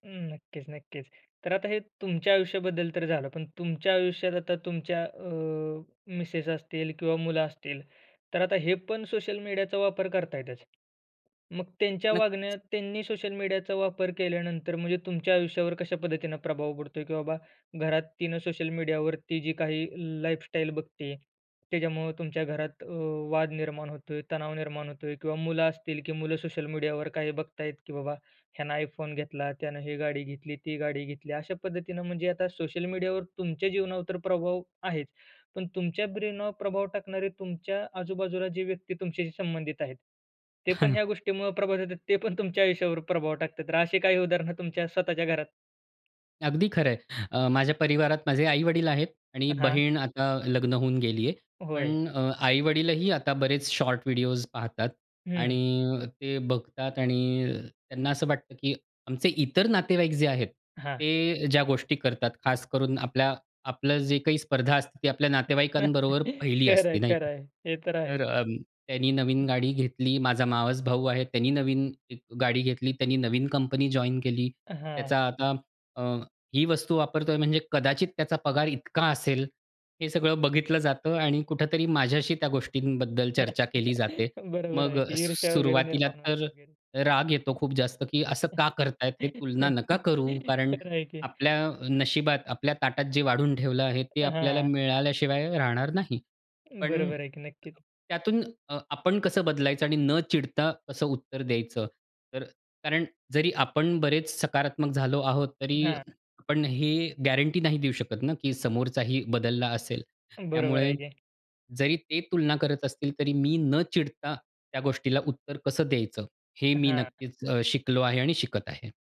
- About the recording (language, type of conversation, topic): Marathi, podcast, सोशल मीडियावरील तुलना आपल्या मनावर कसा परिणाम करते, असं तुम्हाला वाटतं का?
- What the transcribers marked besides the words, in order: tapping; laughing while speaking: "ते पण ह्या गोष्टीमुळं प्रभावित … तुमच्या स्वतःच्या घरात?"; chuckle; other noise; chuckle; chuckle; unintelligible speech; chuckle; in English: "गॅरंटी"